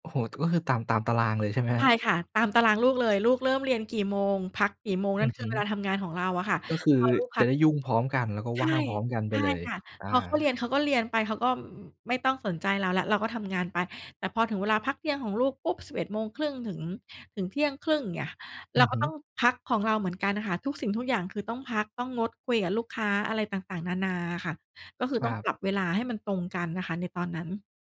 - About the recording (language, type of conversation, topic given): Thai, podcast, คุณตั้งขอบเขตกับคนที่บ้านอย่างไรเมื่อจำเป็นต้องทำงานที่บ้าน?
- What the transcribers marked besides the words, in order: other background noise